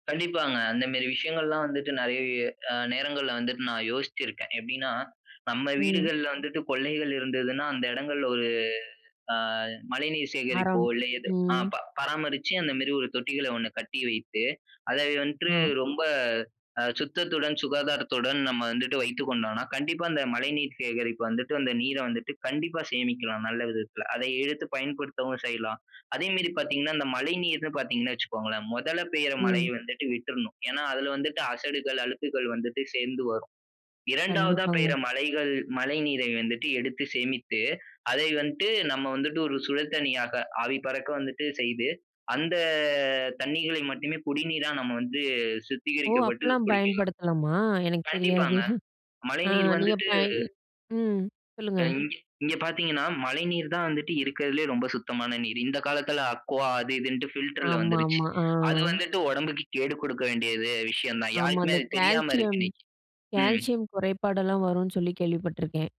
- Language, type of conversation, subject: Tamil, podcast, நீர் சேமிப்பதற்கான எளிய வழிகள் என்ன?
- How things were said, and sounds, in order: drawn out: "அந்த"; chuckle; in English: "அக்வா"; in English: "பில்டர்ல"